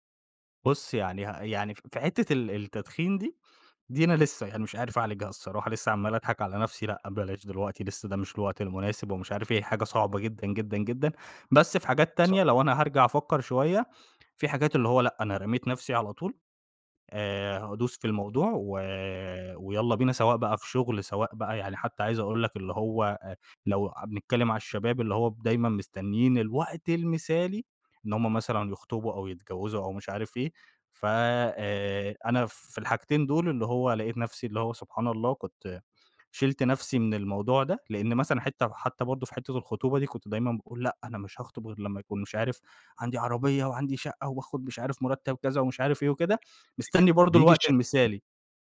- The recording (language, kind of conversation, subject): Arabic, podcast, إزاي تتعامل مع المثالية الزيادة اللي بتعطّل الفلو؟
- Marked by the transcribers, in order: tapping; unintelligible speech